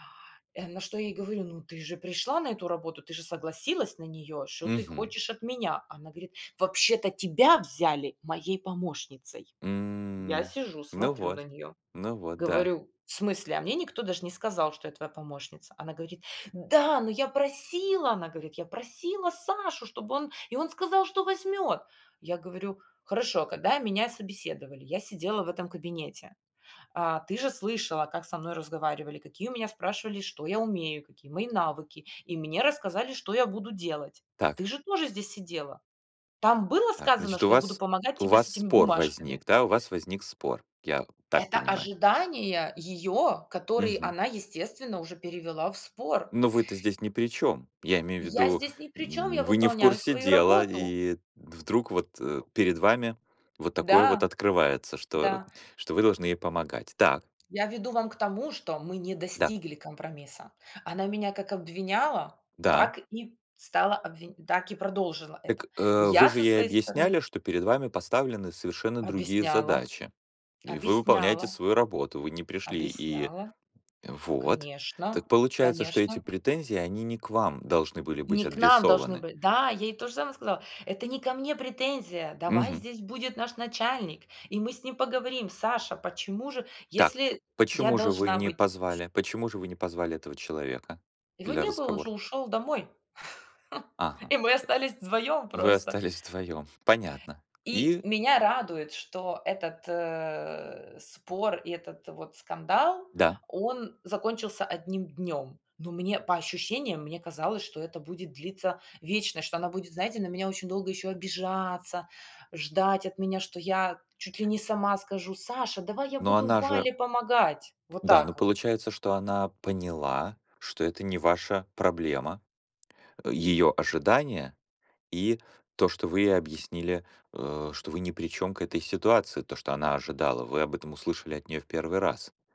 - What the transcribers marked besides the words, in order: put-on voice: "Вообще-то тебя взяли моей помощницей"; drawn out: "М"; other background noise; put-on voice: "Да, но я просила! -"; put-on voice: "- Я просила Сашу, чтобы он и он сказал, что возьмет"; tapping; unintelligible speech; chuckle
- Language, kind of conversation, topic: Russian, unstructured, Когда стоит идти на компромисс в споре?